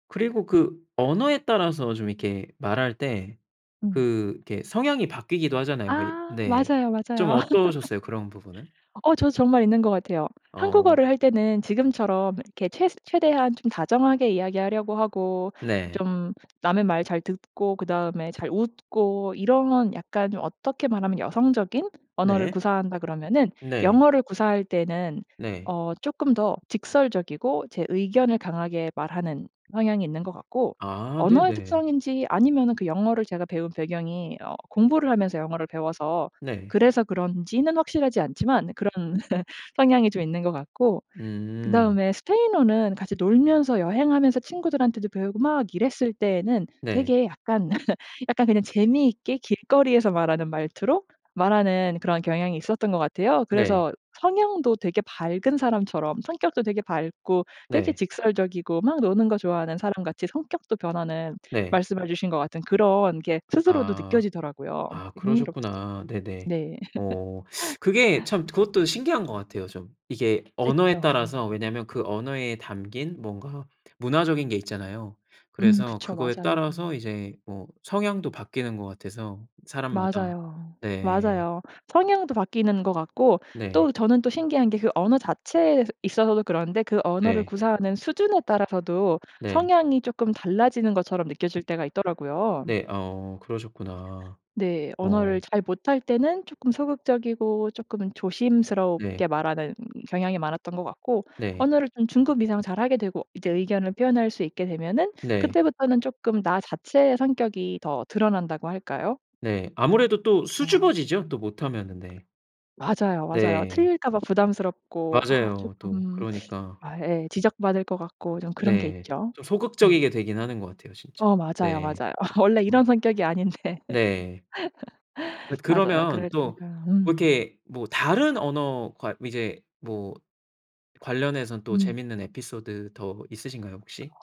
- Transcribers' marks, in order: other background noise; laugh; laugh; laugh; teeth sucking; tapping; laugh; laugh; unintelligible speech; laughing while speaking: "아닌데"; laugh
- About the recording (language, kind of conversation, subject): Korean, podcast, 언어나 이름 때문에 소외감을 느껴본 적이 있나요?